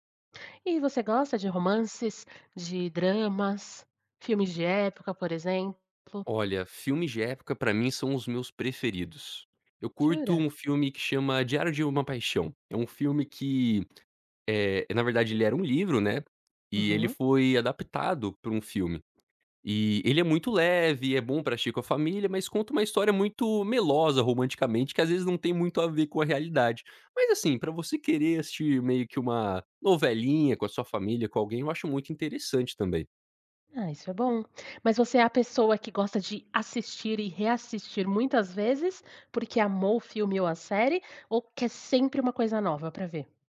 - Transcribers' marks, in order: tapping
- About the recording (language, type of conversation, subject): Portuguese, podcast, Como você escolhe o que assistir numa noite livre?